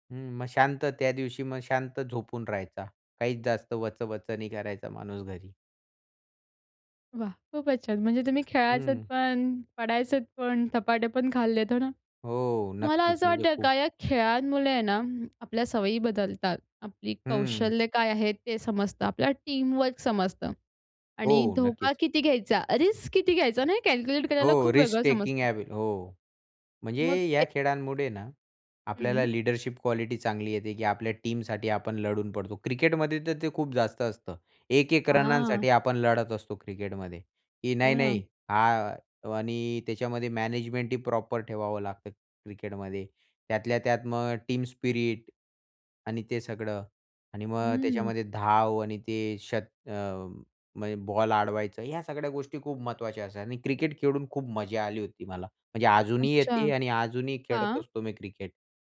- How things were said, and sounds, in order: tapping; other background noise; in English: "टीमवर्क"; in English: "रिस्क"; in English: "रिस्क टेकिंग"; in English: "लीडरशिप क्वालिटी"; in English: "प्रॉपर"; in English: "टीम स्पिरिट"
- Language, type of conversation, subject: Marathi, podcast, लहानपणीच्या खेळांचा तुमच्यावर काय परिणाम झाला?